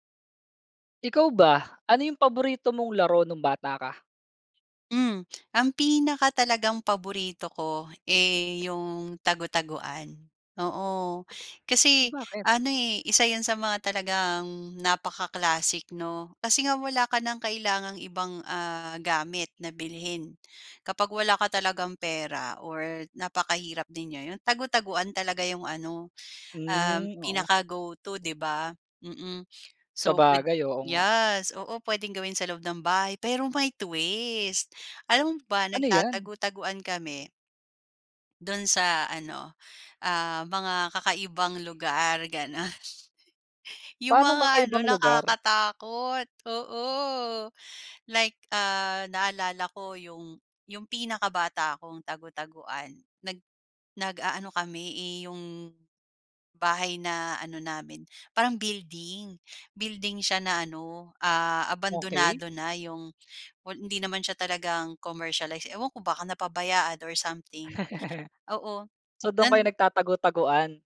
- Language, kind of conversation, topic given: Filipino, podcast, Ano ang paborito mong laro noong bata ka?
- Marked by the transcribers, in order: tongue click; fan; other background noise; in English: "napaka-classic"; laughing while speaking: "gano'n"; laugh